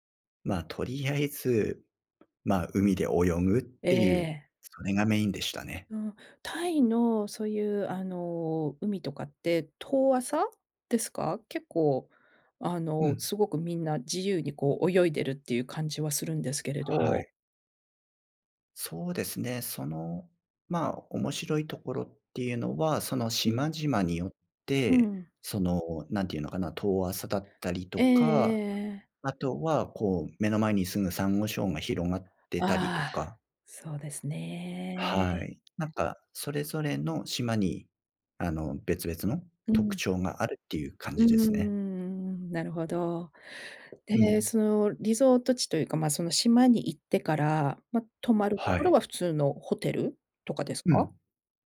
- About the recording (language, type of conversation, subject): Japanese, podcast, 人生で一番忘れられない旅の話を聞かせていただけますか？
- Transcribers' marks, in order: other background noise